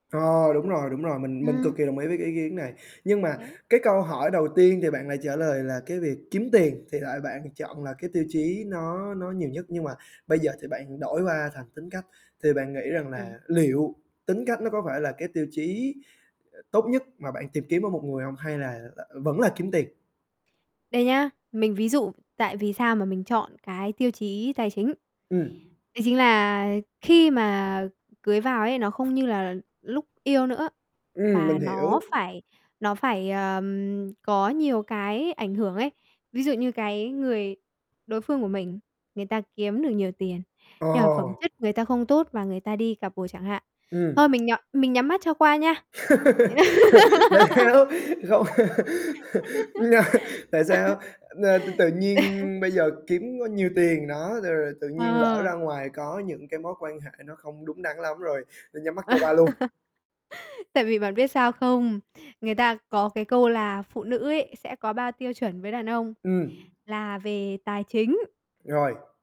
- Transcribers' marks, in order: distorted speech; other background noise; tapping; laugh; laughing while speaking: "Tại sao? Không. Nè"; laugh; laugh; chuckle; laugh
- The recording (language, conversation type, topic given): Vietnamese, podcast, Bạn chọn bạn đời dựa trên những tiêu chí nào?